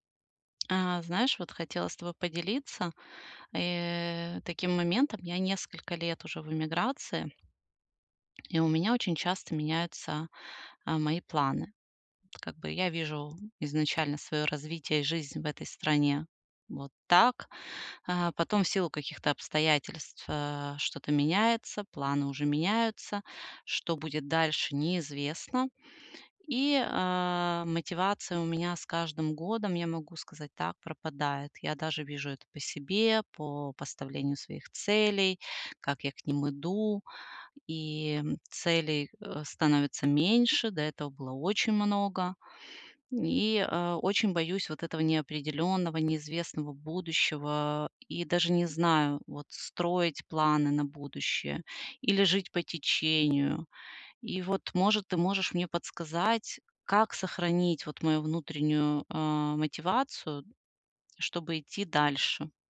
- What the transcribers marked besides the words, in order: tapping
- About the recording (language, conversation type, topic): Russian, advice, Как поддерживать мотивацию в условиях неопределённости, когда планы часто меняются и будущее неизвестно?